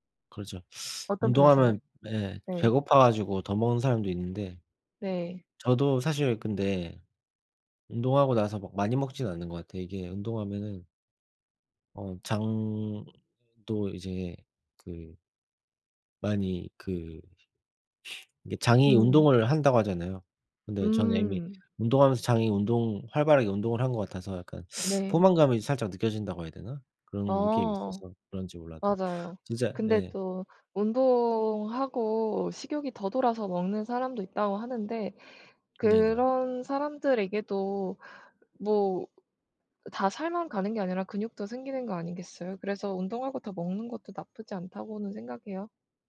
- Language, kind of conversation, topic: Korean, unstructured, 운동을 시작하지 않으면 어떤 질병에 걸릴 위험이 높아질까요?
- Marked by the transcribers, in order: other background noise; sniff; teeth sucking